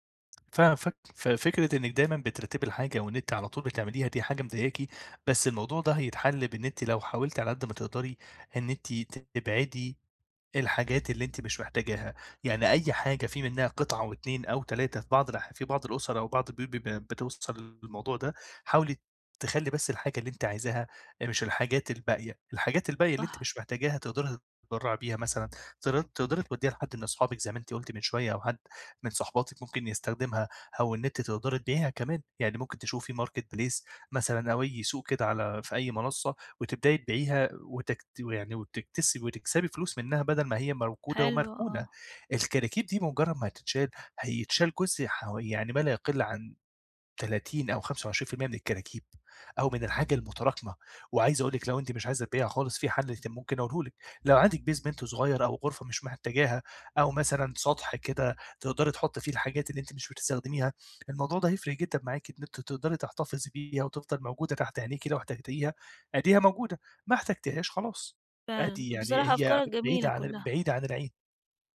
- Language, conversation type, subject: Arabic, advice, إزاي أبدأ أقلّل الفوضى المتراكمة في البيت من غير ما أندم على الحاجة اللي هرميها؟
- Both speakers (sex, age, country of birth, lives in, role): female, 40-44, Egypt, Portugal, user; male, 25-29, Egypt, Egypt, advisor
- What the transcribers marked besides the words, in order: tapping; in English: "marketplace"; "موجودة" said as "مرجودة"; unintelligible speech; in English: "basement"